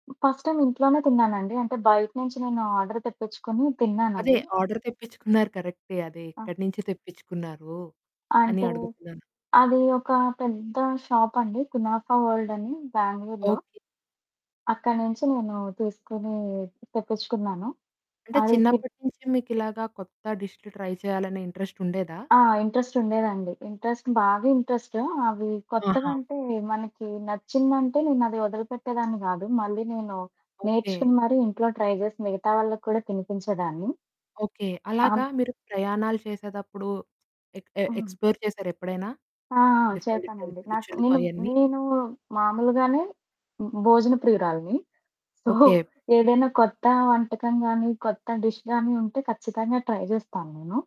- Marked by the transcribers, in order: other background noise; static; in English: "ఫస్ట్ టైమ్"; in English: "ఆర్డర్"; in English: "ఆర్డర్"; laughing while speaking: "తెప్పించుకున్నారు"; in English: "షాప్"; distorted speech; in English: "ట్రై"; in English: "ఇంట్ర‌రె‌స్ట్"; in English: "ట్రై"; in English: "ఎక్ ఎక్స్‌ప్లోర్"; in English: "డిఫరెంట్, డిఫరెంట్"; laughing while speaking: "సో"; in English: "సో"; in English: "డిష్"; in English: "ట్రై"
- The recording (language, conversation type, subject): Telugu, podcast, మీరు కొత్త రుచులను ఎలా అన్వేషిస్తారు?